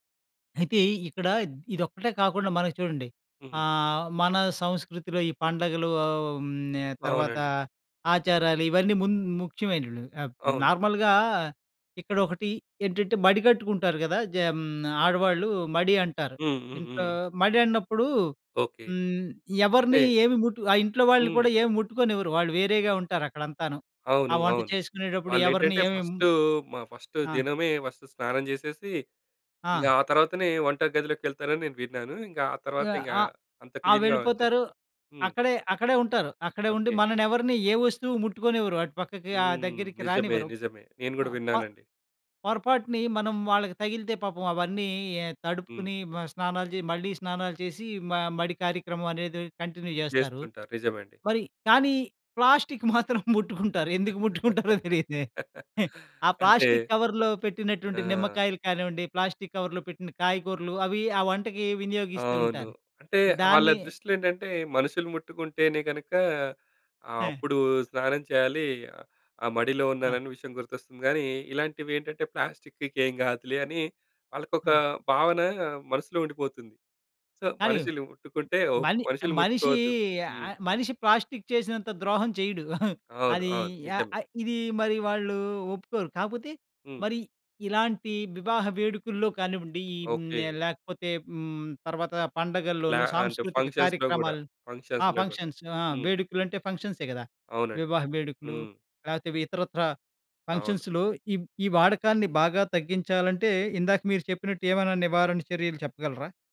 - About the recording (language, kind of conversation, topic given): Telugu, podcast, ప్లాస్టిక్ వాడకాన్ని తగ్గించడానికి మనం ఎలా మొదలుపెట్టాలి?
- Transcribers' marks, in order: in English: "నార్మల్‍గా"; in English: "ఫస్ట్"; in English: "క్లీన్‌గా"; in English: "కంటిన్యూ"; laughing while speaking: "ప్లాస్టిక్ మాత్రం ముట్టుకుంటారు. ఎందుకు ముట్టుకుంటారో తెలియదు"; laugh; in English: "కవర్‌లో"; in English: "కవర్‌లో"; chuckle; in English: "సో"; chuckle; in English: "ఫంక్షన్స్‌లో"; in English: "ఫంక్షన్స్"; in English: "ఫంక్షన్స్‌లో"; in English: "ఫంక్షన్సే"; in English: "ఫంక్షన్స్‌లో"